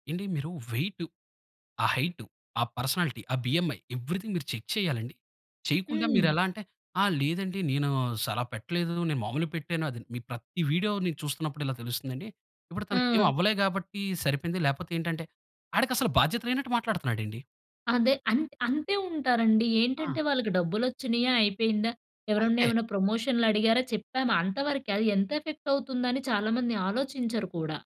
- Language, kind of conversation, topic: Telugu, podcast, ముఖ్యమైన సంభాషణల విషయంలో ప్రభావకర్తలు బాధ్యత వహించాలి అని మీరు భావిస్తారా?
- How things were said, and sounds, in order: in English: "వెయిట్"; in English: "హైట్"; in English: "పర్సనాలిటీ"; in English: "బీఎంఐ. ఎవ్రీథింగ్"; in English: "చెక్"; in English: "ఎఫెక్ట్"